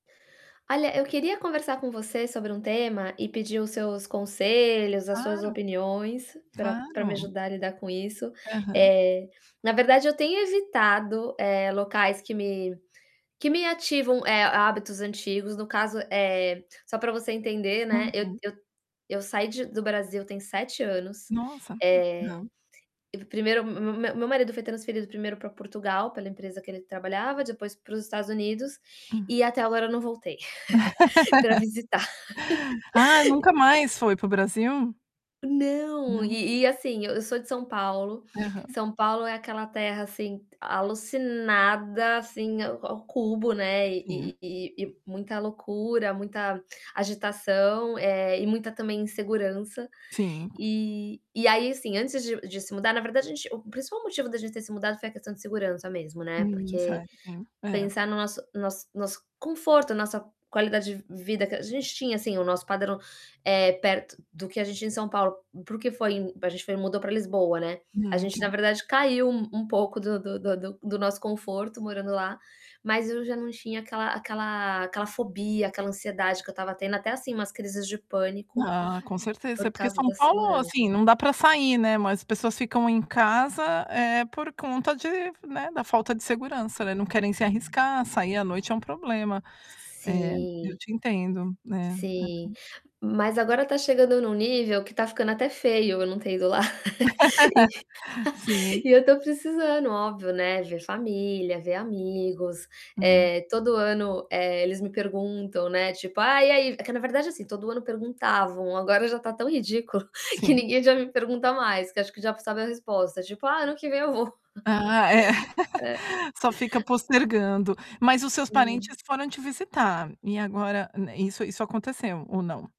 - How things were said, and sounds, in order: tapping; laugh; chuckle; laugh; other background noise; static; chuckle; laugh; laugh; chuckle; laugh; laughing while speaking: "É"; laugh
- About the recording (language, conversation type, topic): Portuguese, advice, Como posso evitar lugares que despertam hábitos antigos?